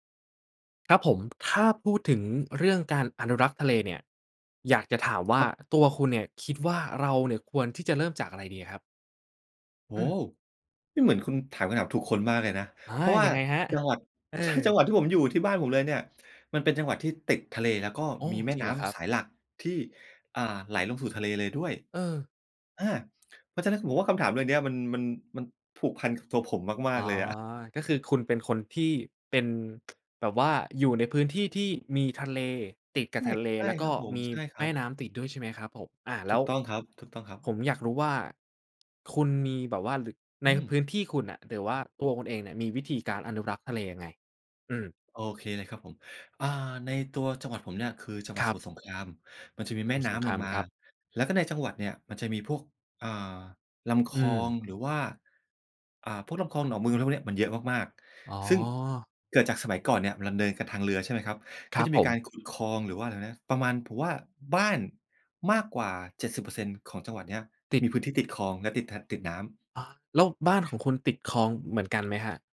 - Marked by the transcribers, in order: laughing while speaking: "จังหวัด"; tsk; other background noise
- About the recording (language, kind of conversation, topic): Thai, podcast, ถ้าพูดถึงการอนุรักษ์ทะเล เราควรเริ่มจากอะไร?